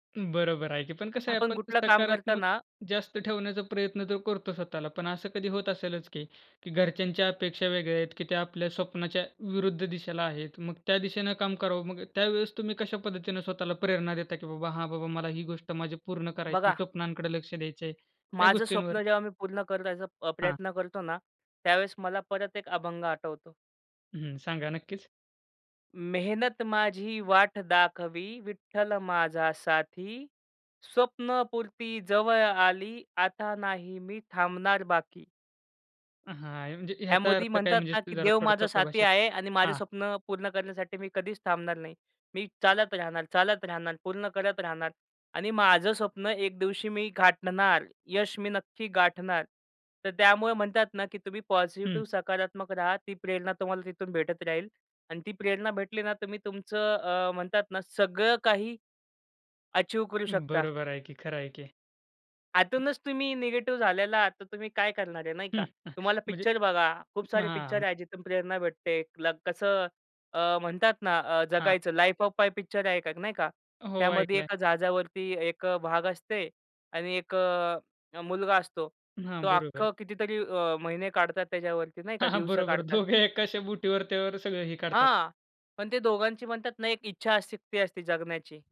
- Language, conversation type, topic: Marathi, podcast, तुम्हाला स्वप्ने साध्य करण्याची प्रेरणा कुठून मिळते?
- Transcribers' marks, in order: singing: "मेहनत माझी वाट दाखवी, विठ्ठल … मी थांबणार बाकी"; tapping; other background noise; unintelligible speech; laughing while speaking: "हां, हां, बरोबर"